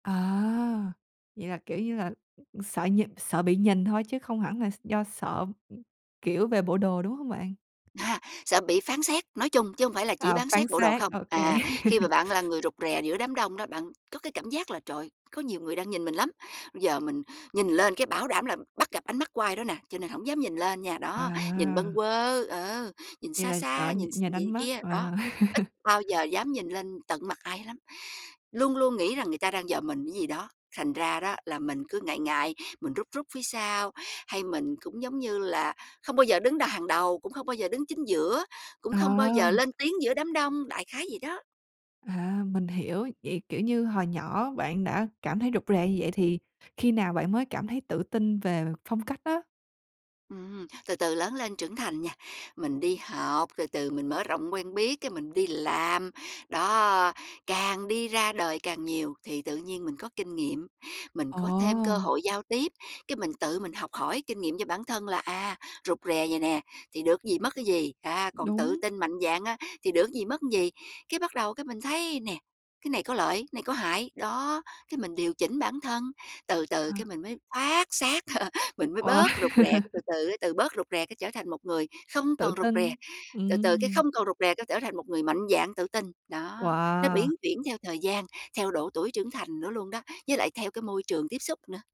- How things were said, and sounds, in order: tapping; other noise; laugh; "bây" said as "ư"; laugh; "cái" said as "ý"; "cái" said as "ý"; "cái" said as "ý"; laugh; laugh
- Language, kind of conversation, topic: Vietnamese, podcast, Bạn có lời khuyên nào về phong cách dành cho người rụt rè không?